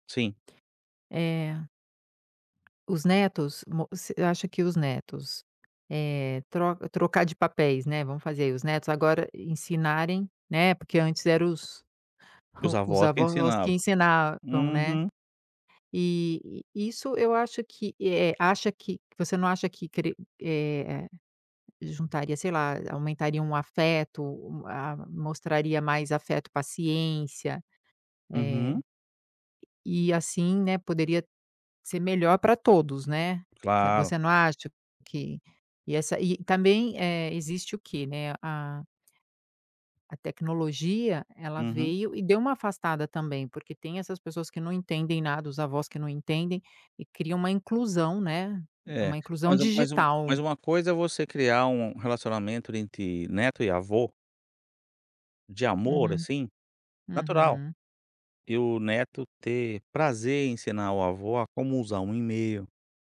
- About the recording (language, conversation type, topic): Portuguese, podcast, Como a tecnologia alterou a conversa entre avós e netos?
- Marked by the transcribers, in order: tapping